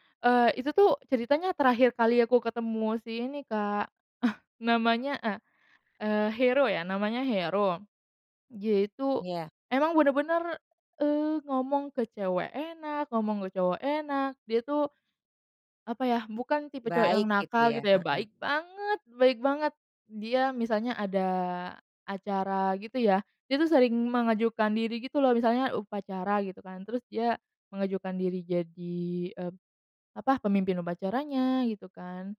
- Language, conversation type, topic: Indonesian, podcast, Pernahkah kamu tiba-tiba teringat kenangan lama saat mendengar lagu baru?
- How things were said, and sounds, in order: none